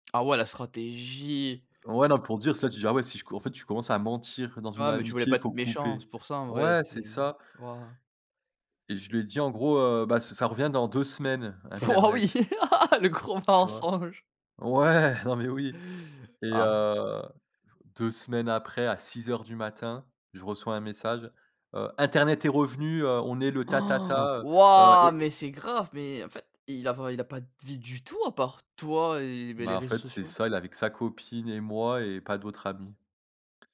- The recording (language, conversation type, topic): French, podcast, Comment les réseaux sociaux modèlent-ils nos amitiés aujourd’hui ?
- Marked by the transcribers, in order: tapping; laugh; laughing while speaking: "le gros mensonge"; surprised: "Han, ouah"